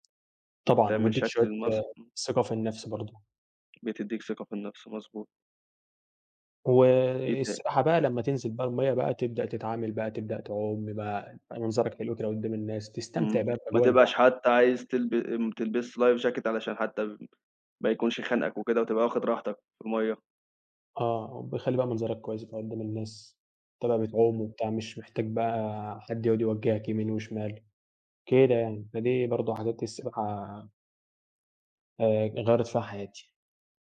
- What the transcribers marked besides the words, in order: in English: "life jacket"
- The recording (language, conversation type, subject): Arabic, unstructured, إيه هي العادة الصغيرة اللي غيّرت حياتك؟
- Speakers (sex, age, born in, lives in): male, 18-19, Egypt, Egypt; male, 20-24, Egypt, Egypt